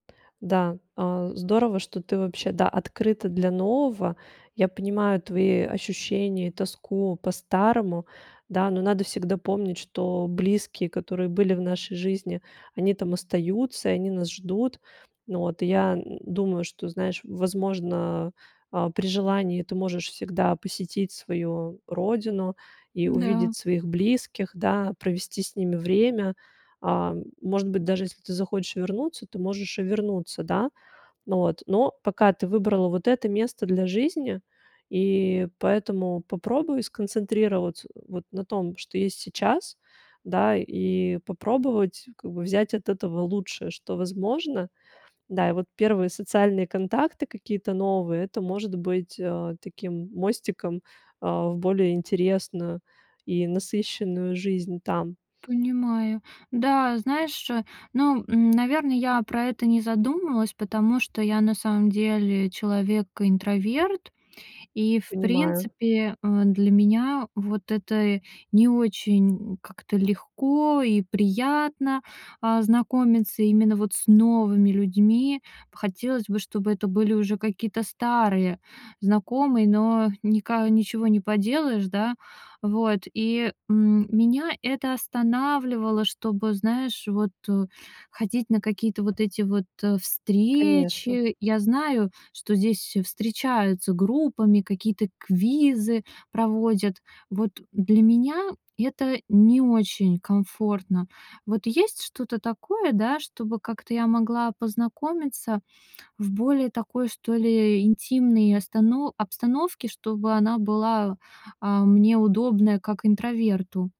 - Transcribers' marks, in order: tapping; other background noise
- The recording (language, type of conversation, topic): Russian, advice, Как вы переживаете тоску по дому и близким после переезда в другой город или страну?